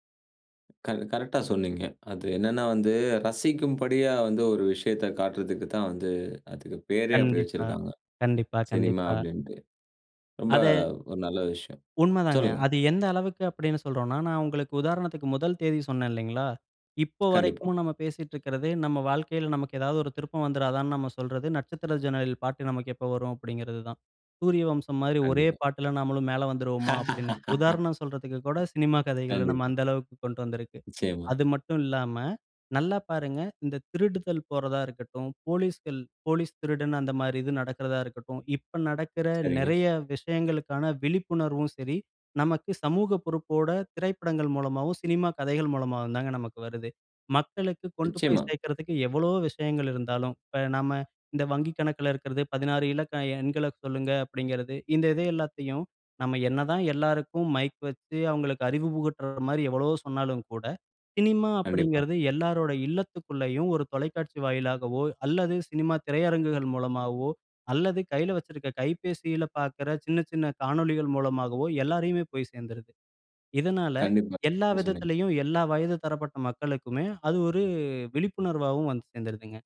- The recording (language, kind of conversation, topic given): Tamil, podcast, சினிமா கதைகள் உங்களை ஏன் ஈர்க்கும்?
- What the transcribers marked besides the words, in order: laugh; other background noise